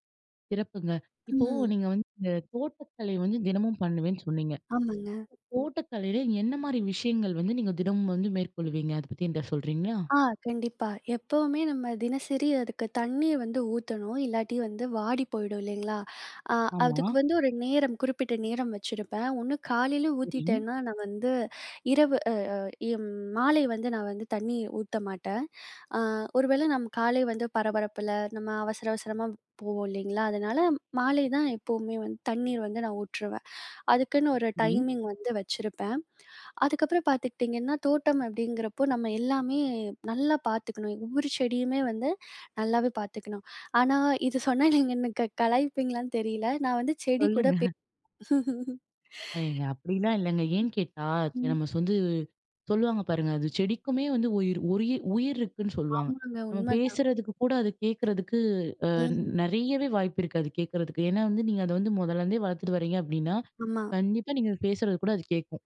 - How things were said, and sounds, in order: other background noise; other noise; in English: "டைமிங்"; laughing while speaking: "சொல்லுங்க"; laugh; unintelligible speech
- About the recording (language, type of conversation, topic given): Tamil, podcast, ஒரு பொழுதுபோக்கிற்கு தினமும் சிறிது நேரம் ஒதுக்குவது எப்படி?